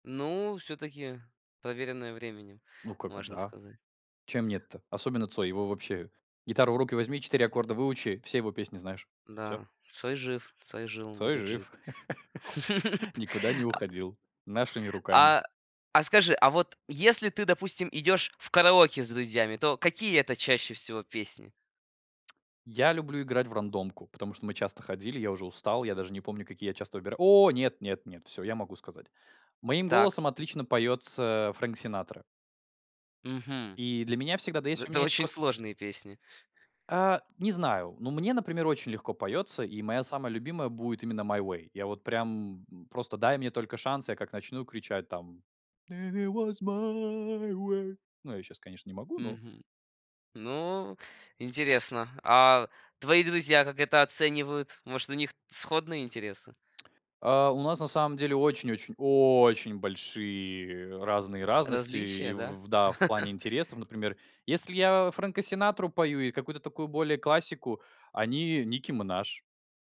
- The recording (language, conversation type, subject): Russian, podcast, Какая песня могла бы стать саундтреком вашей жизни?
- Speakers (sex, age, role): male, 18-19, host; male, 20-24, guest
- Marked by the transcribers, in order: other background noise; laugh; tapping; singing: "И ит воз май уэй"; laugh